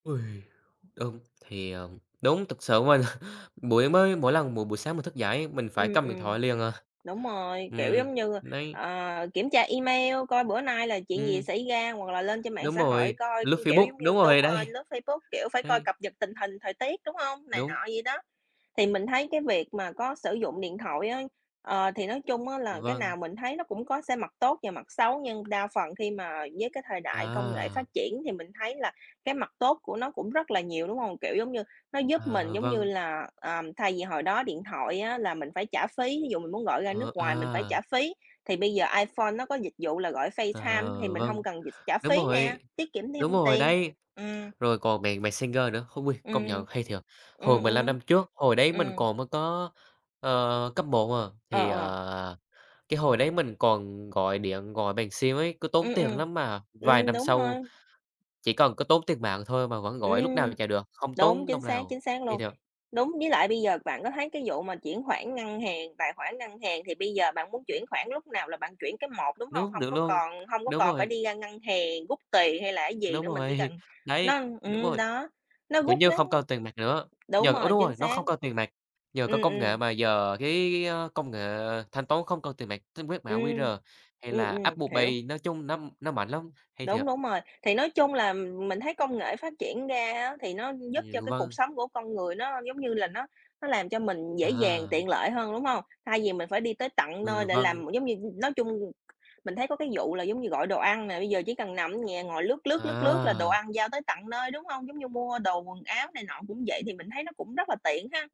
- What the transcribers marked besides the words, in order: tapping; laughing while speaking: "mình"; other background noise; laughing while speaking: "đấy"; laughing while speaking: "rồi"; in English: "Q-R"
- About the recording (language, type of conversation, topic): Vietnamese, unstructured, Công nghệ đã thay đổi cuộc sống của bạn như thế nào?